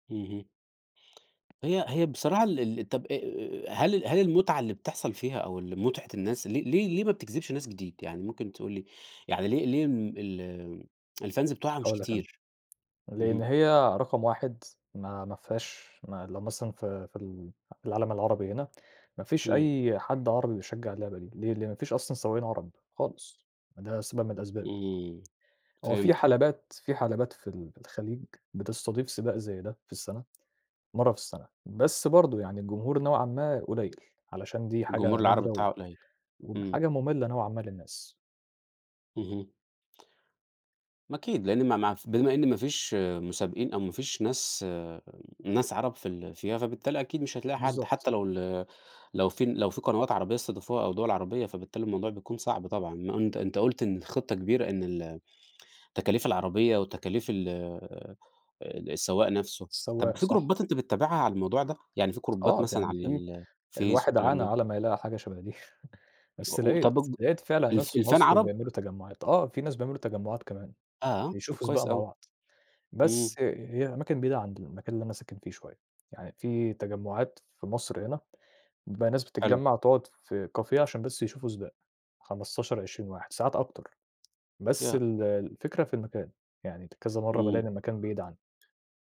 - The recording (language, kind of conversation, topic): Arabic, podcast, لو حد حب يجرب هوايتك، تنصحه يعمل إيه؟
- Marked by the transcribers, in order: tapping; tsk; in English: "الFans"; in English: "جروبات"; in English: "جروبات"; chuckle; in English: "الFan"; in English: "Cafe"